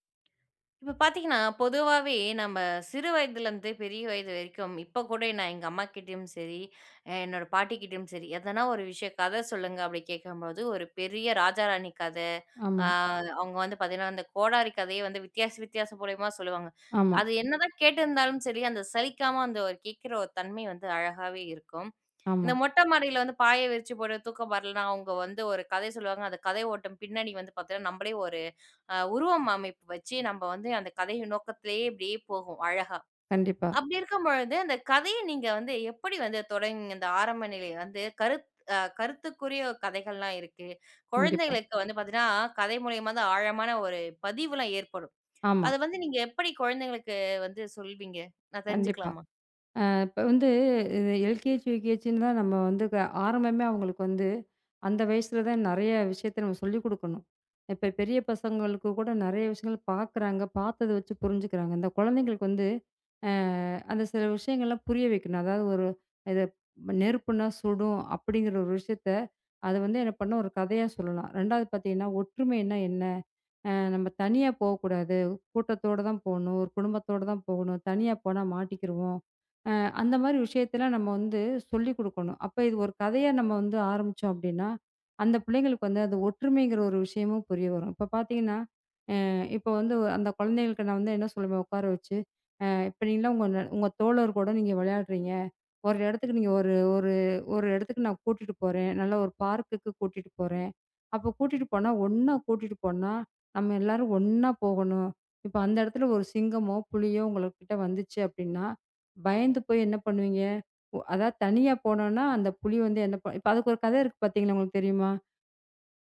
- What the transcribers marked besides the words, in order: in English: "எல்கேஜி, யூகேஜின்னுதான்"; in English: "பார்க்குக்கு"
- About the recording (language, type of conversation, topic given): Tamil, podcast, கதையை நீங்கள் எப்படி தொடங்குவீர்கள்?